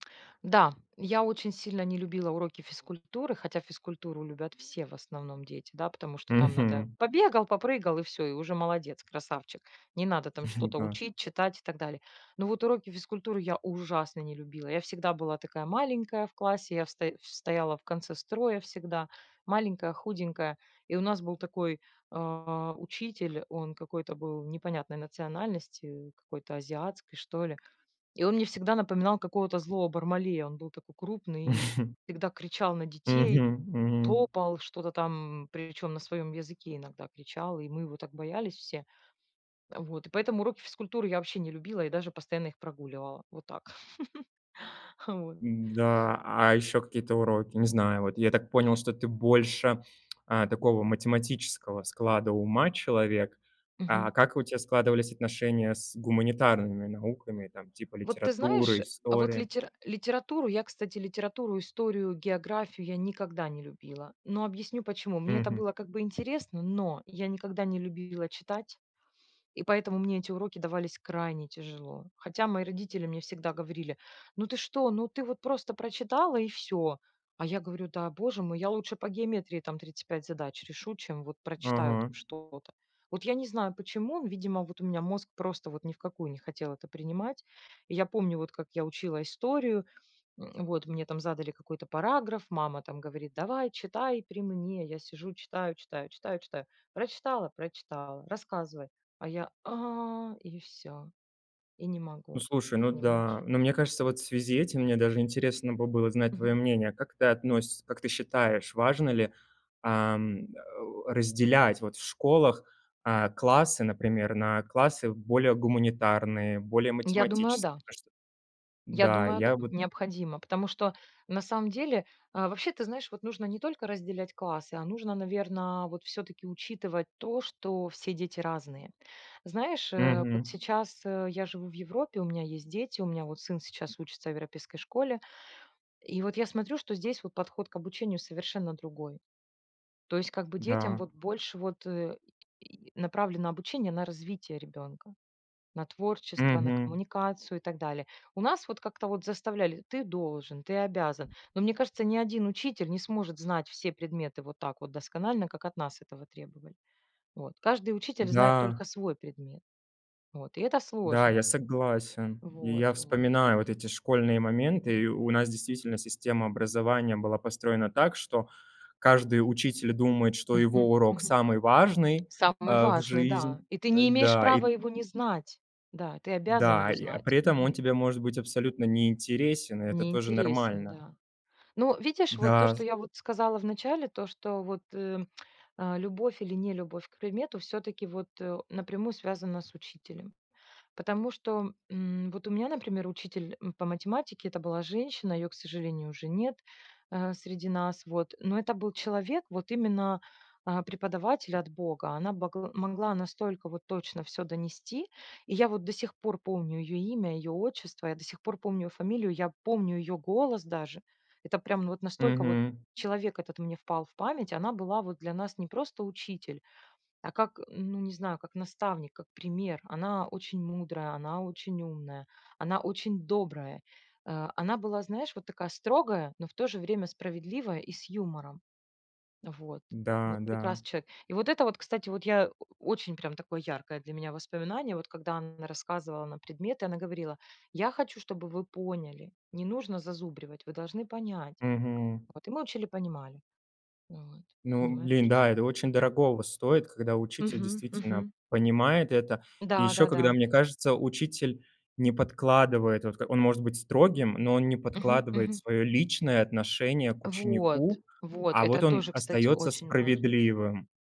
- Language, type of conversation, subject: Russian, podcast, Какое твое самое яркое школьное воспоминание?
- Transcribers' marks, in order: chuckle; other background noise; chuckle; laugh; tsk; tapping; drawn out: "А"; grunt